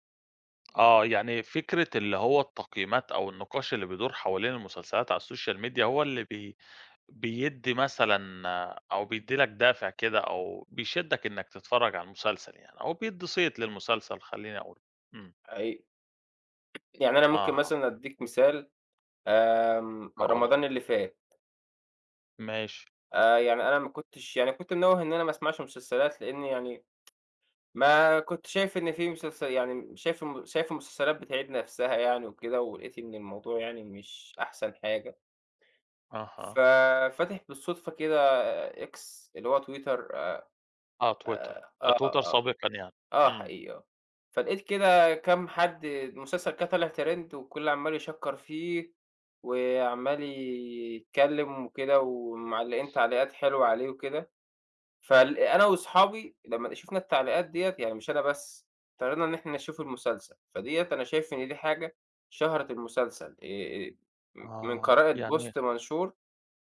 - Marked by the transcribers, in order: tapping; in English: "الsocial media"; tsk; in English: "trend"; in English: "post"
- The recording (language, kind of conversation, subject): Arabic, podcast, إزاي بتأثر السوشال ميديا على شهرة المسلسلات؟